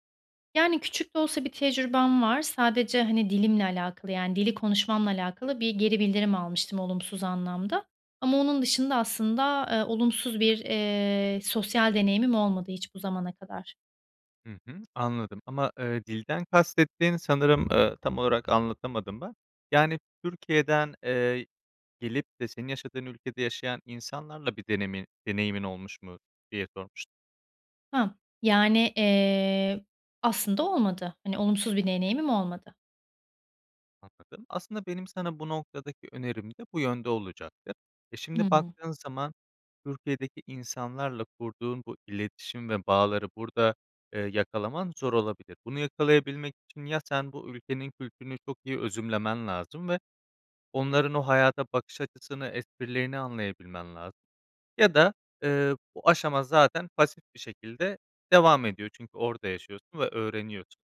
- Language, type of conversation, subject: Turkish, advice, Büyük bir hayat değişikliğinden sonra kimliğini yeniden tanımlamakta neden zorlanıyorsun?
- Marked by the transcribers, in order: tapping